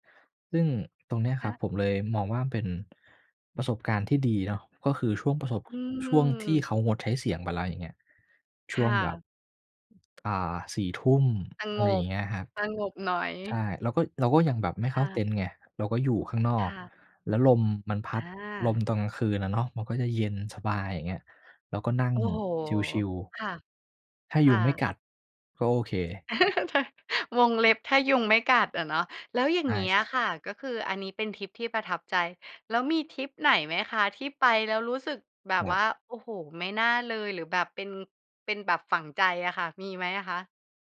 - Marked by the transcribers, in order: other background noise; tapping; laugh
- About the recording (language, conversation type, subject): Thai, podcast, เคยเดินทางคนเดียวแล้วเป็นยังไงบ้าง?